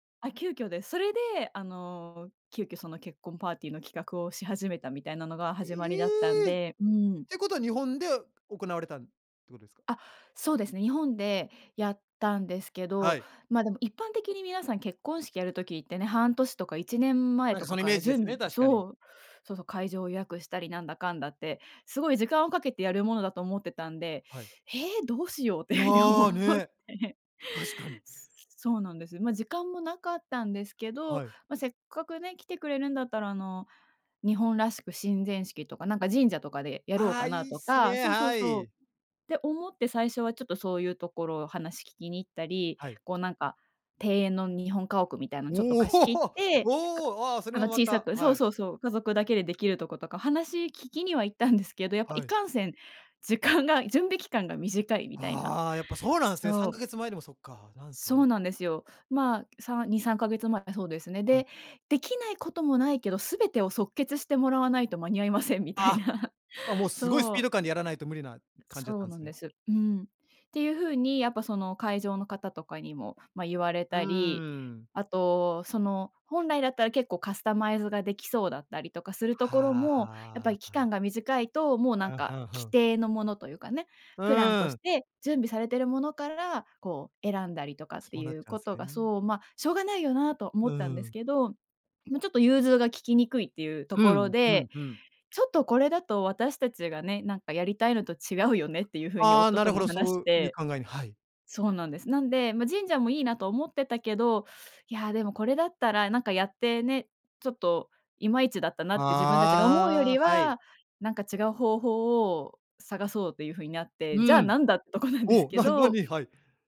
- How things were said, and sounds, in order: laughing while speaking: "っていうふうに思って"; laugh; laughing while speaking: "みたいな"; laughing while speaking: "っとこなんですけど"
- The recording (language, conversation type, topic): Japanese, podcast, 家族との思い出で一番心に残っていることは？
- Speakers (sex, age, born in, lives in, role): female, 30-34, Japan, Japan, guest; male, 35-39, Japan, Japan, host